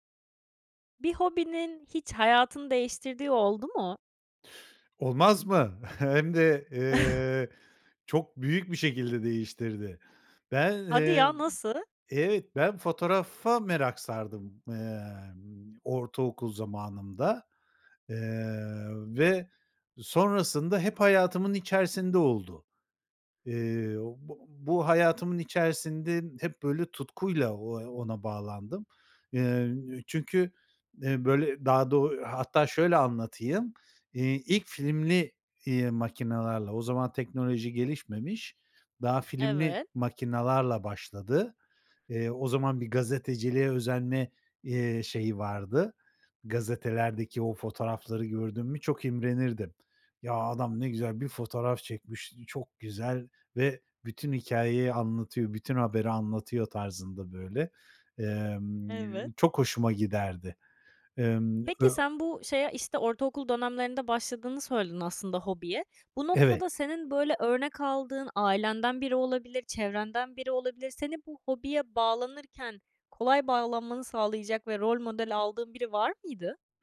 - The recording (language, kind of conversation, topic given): Turkish, podcast, Bir hobinin hayatını nasıl değiştirdiğini anlatır mısın?
- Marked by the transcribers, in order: scoff; chuckle